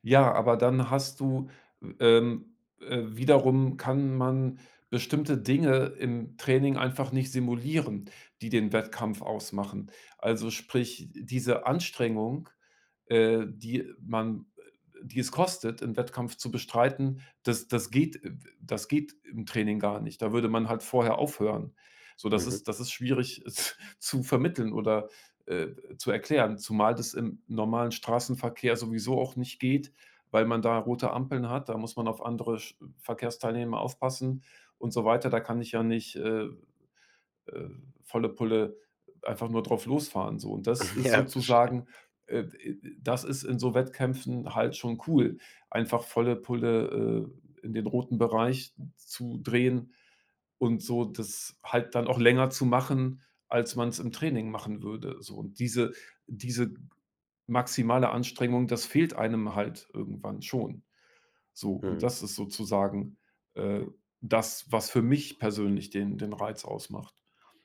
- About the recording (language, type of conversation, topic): German, podcast, Wie findest du die Balance zwischen Perfektion und Spaß?
- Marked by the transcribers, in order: chuckle; chuckle; laughing while speaking: "Ja"; other noise